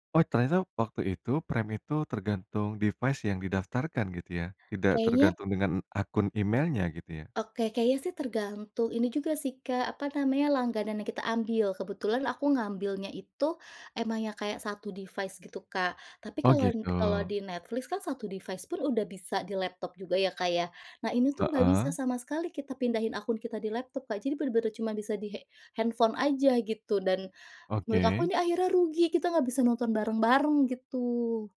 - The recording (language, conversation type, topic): Indonesian, podcast, Bagaimana kamu memilih layanan streaming yang akan kamu langgani?
- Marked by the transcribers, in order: in English: "device"; in English: "device"; in English: "device-pun"